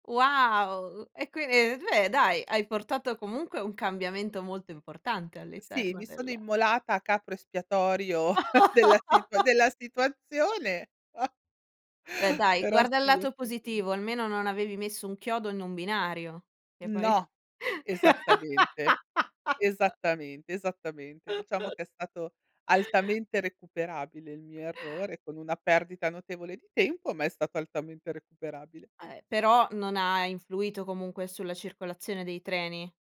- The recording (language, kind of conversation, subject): Italian, podcast, Qual è l’errore che ti ha insegnato di più sul lavoro?
- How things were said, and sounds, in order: other background noise; drawn out: "Wow!"; laugh; chuckle; chuckle; unintelligible speech; stressed: "No"; laugh; chuckle